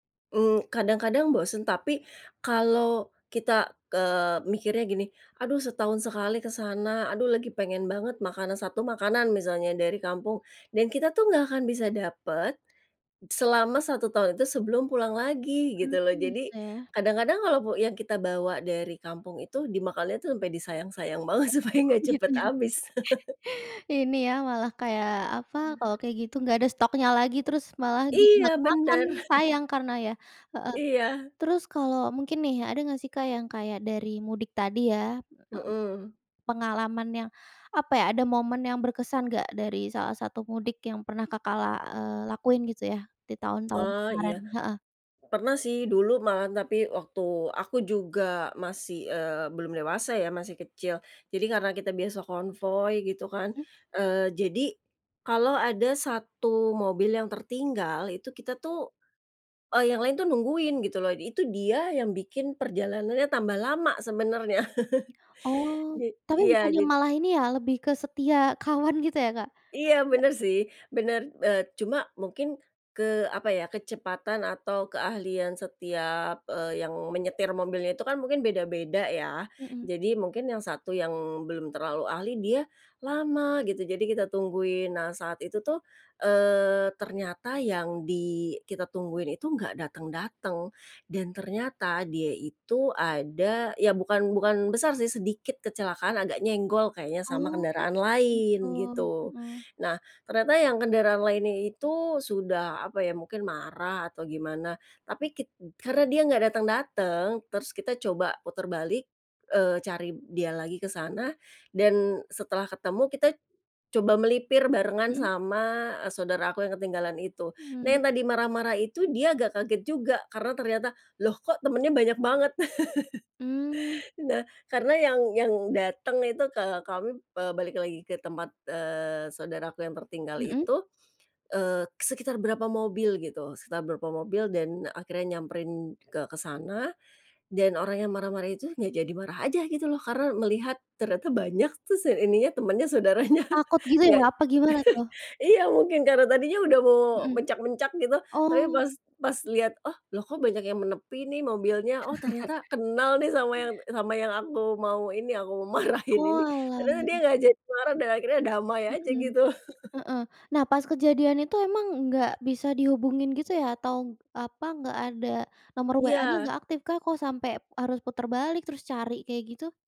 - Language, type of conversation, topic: Indonesian, podcast, Bisa ceritakan tradisi keluarga yang paling berkesan buatmu?
- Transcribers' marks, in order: laughing while speaking: "banget supaya"; chuckle; chuckle; unintelligible speech; chuckle; other background noise; chuckle; laughing while speaking: "saudaranya"; chuckle; chuckle; laughing while speaking: "marahin"; chuckle